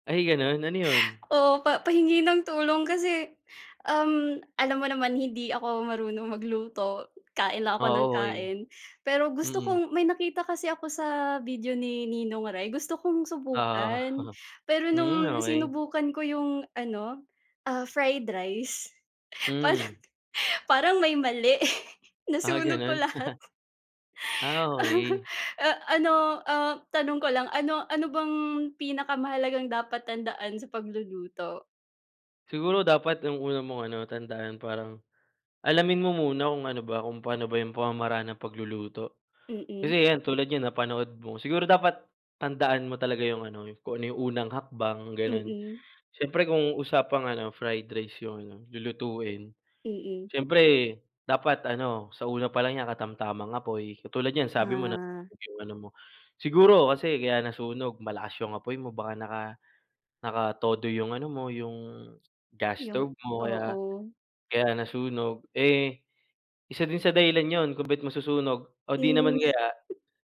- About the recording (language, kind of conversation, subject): Filipino, unstructured, Ano ang pinakamahalagang dapat tandaan kapag nagluluto?
- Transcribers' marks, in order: laughing while speaking: "Oo"; laughing while speaking: "parang parang may mali nasunog ko lahat"; chuckle; laugh; other noise